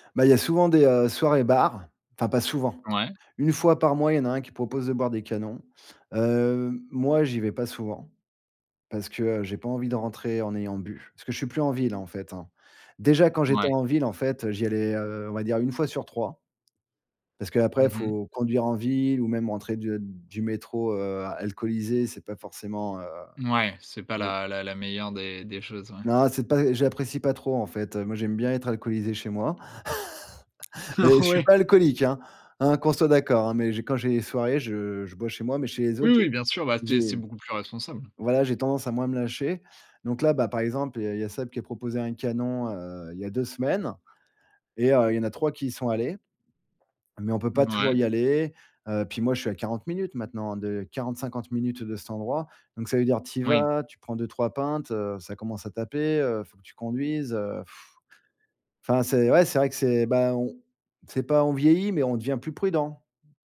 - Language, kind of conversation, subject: French, podcast, Comment as-tu trouvé ta tribu pour la première fois ?
- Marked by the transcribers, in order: chuckle; laughing while speaking: "Oh ouais !"; blowing; tapping